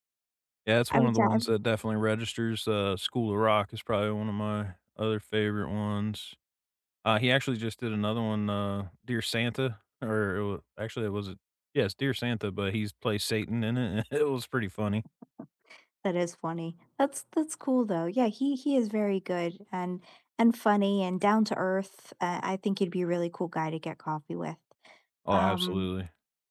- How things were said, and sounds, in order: unintelligible speech; chuckle; tapping
- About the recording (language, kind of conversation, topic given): English, unstructured, Which actor would you love to have coffee with, and what would you ask?
- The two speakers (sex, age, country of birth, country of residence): female, 40-44, United States, United States; male, 40-44, United States, United States